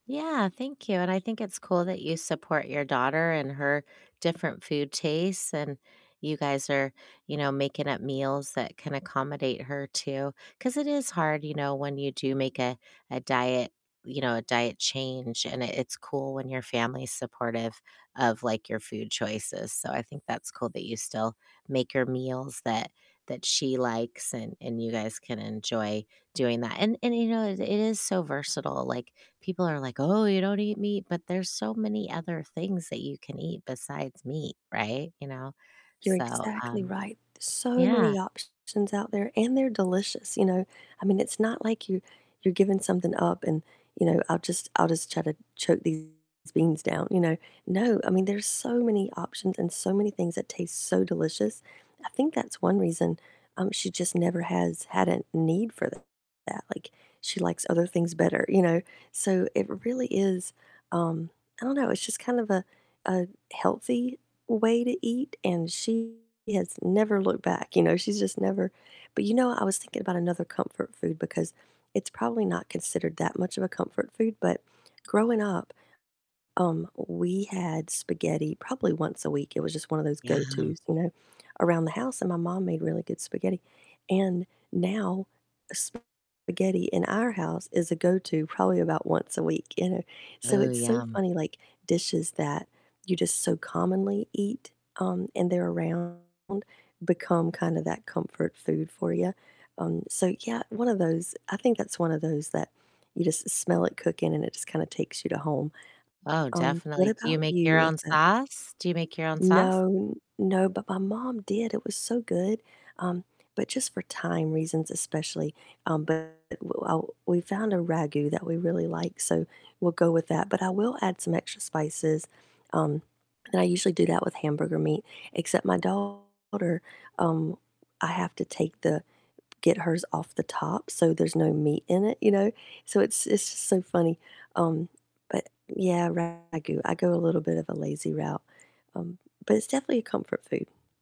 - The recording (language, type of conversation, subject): English, unstructured, What are your go-to comfort foods that feel both comforting and nourishing?
- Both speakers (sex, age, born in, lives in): female, 45-49, United States, United States; female, 50-54, United States, United States
- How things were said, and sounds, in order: distorted speech; tapping